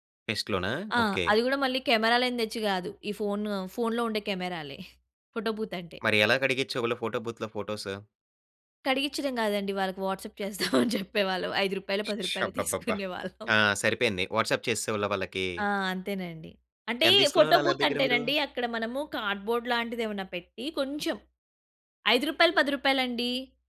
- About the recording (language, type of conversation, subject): Telugu, podcast, ఫోన్ కెమెరాలు జ్ఞాపకాలను ఎలా మార్చుతున్నాయి?
- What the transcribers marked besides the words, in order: in English: "ఫెస్ట్‌లోనా?"; in English: "కెమెరాలే ఫోటో బూత్"; chuckle; tapping; in English: "ఫోటో బూత్‌లో"; in English: "వాట్సాప్"; laughing while speaking: "చేస్తాం అని చెప్పేవాళ్ళం. ఐదు రూపాయలో , పది రూపాయలు తీసుకునేవాళ్ళం"; in English: "వాట్సాప్"; in English: "ఫోటో బూత్"; in English: "కార్డ్‌బోర్డ్"